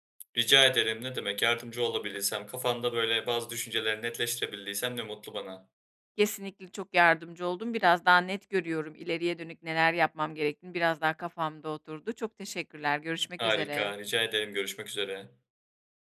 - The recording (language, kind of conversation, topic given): Turkish, advice, Kısa vadeli zevklerle uzun vadeli güvenliği nasıl dengelerim?
- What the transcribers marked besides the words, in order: tapping